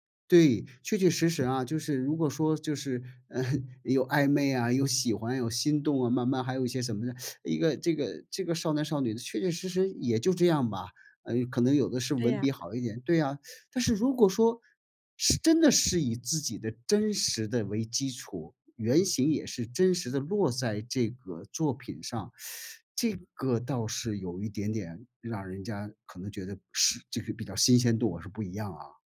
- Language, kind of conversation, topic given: Chinese, podcast, 你如何把生活变成作品素材？
- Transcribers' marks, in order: laughing while speaking: "呃"; teeth sucking; tapping; teeth sucking